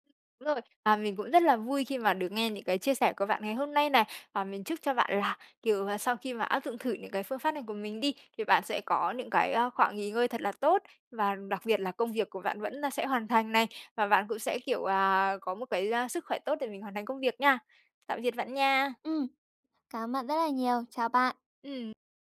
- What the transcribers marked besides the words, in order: other background noise; tapping
- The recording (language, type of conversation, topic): Vietnamese, advice, Làm sao tôi có thể nghỉ ngơi mà không cảm thấy tội lỗi khi còn nhiều việc chưa xong?
- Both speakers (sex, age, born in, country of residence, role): female, 25-29, Vietnam, Vietnam, advisor; female, 30-34, Vietnam, Japan, user